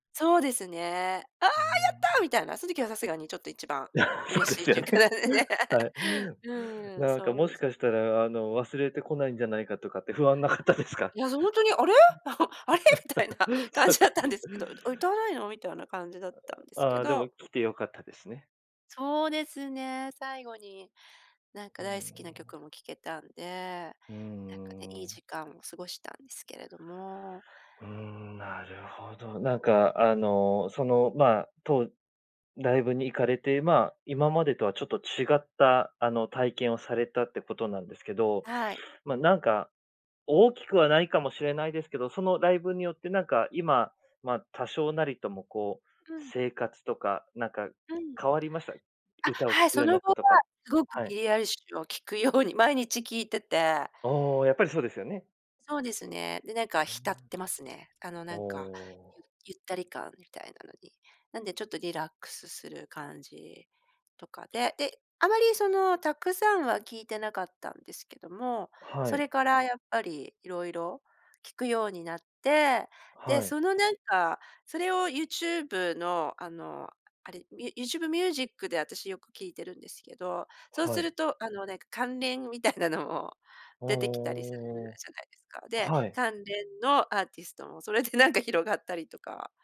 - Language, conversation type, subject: Japanese, podcast, ライブで心を動かされた瞬間はありましたか？
- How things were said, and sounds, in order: joyful: "ああ、やった！"; laugh; laughing while speaking: "そうですよね"; laughing while speaking: "嬉しいちゅうかでね"; laugh; laughing while speaking: "不安なかったですか？"; chuckle; laughing while speaking: "あれ？みたいな感じだったんですけど"; other noise; laugh; laughing while speaking: "聴くように"; laughing while speaking: "みたいなのも"; laughing while speaking: "それでなんか"